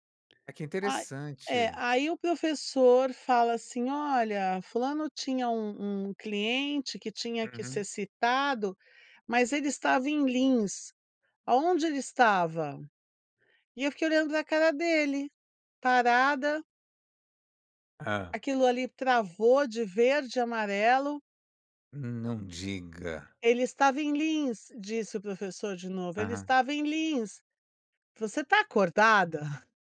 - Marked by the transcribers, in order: none
- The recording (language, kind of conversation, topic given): Portuguese, podcast, Como falar em público sem ficar paralisado de medo?